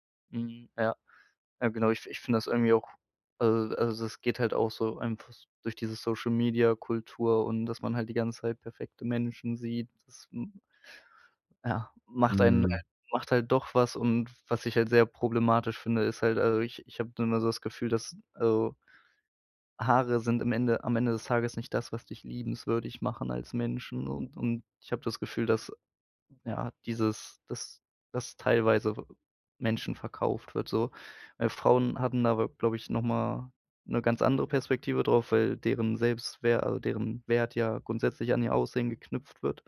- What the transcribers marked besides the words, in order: none
- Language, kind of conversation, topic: German, podcast, Was war dein mutigster Stilwechsel und warum?
- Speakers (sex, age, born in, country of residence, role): male, 25-29, Germany, Germany, guest; male, 25-29, Germany, Germany, host